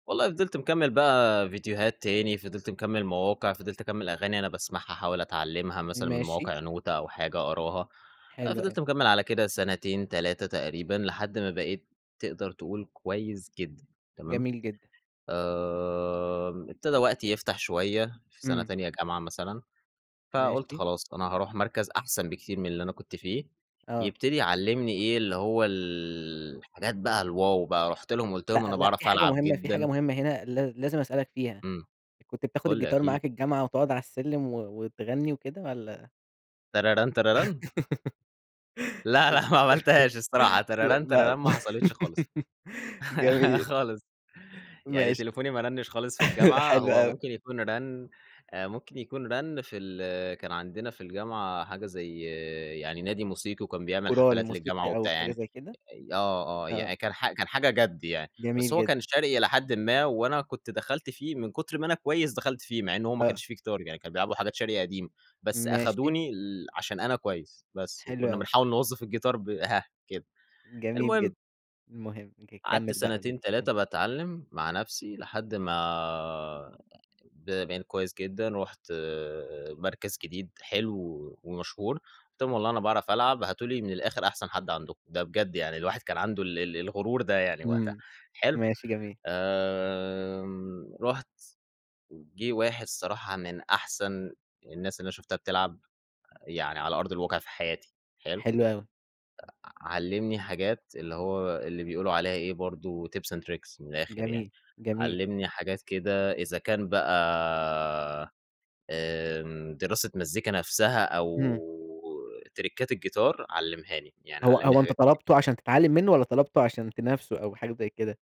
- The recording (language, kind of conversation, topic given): Arabic, podcast, إزاي بدأت تهتم بالموسيقى أصلاً؟
- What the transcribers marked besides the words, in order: in English: "نوتة"; laugh; laughing while speaking: "لأ، لأ"; laughing while speaking: "ل لأ، جميل"; laugh; chuckle; in English: "الكورال"; unintelligible speech; in English: "tips and tricks"; in English: "تريكّات"